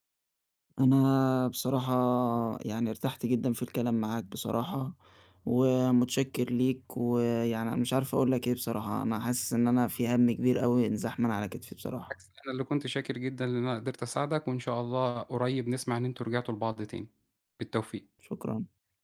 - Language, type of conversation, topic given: Arabic, advice, إزاي بتتعامل مع إحساس الذنب ولوم النفس بعد الانفصال؟
- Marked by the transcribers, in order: none